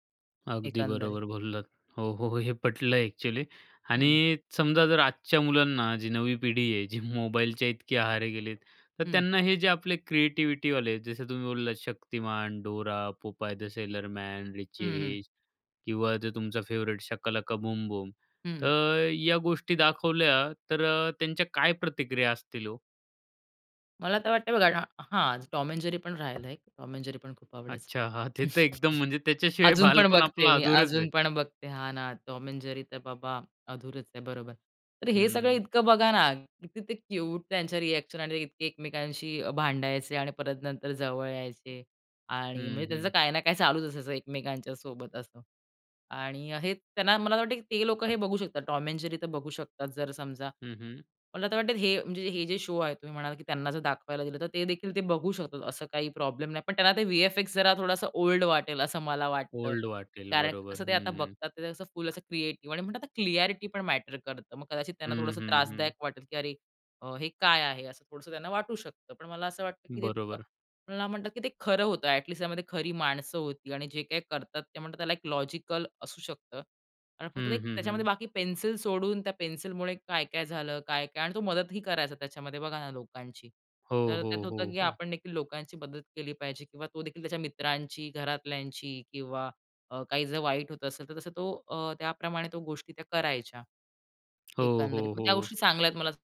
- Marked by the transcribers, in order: laughing while speaking: "हे पटलं एक्चुअली"; tapping; chuckle; laughing while speaking: "म्हणजे त्याच्याशिवाय बालपण आपलं अधुरंच आहे"; in English: "क्यूट"; in English: "रिएक्शन"; in English: "शो"; in English: "ओल्ड"; in English: "क्लॅरिटी"
- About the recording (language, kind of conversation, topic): Marathi, podcast, बालपणी तुम्हाला कोणता दूरदर्शन कार्यक्रम सर्वात जास्त आवडायचा?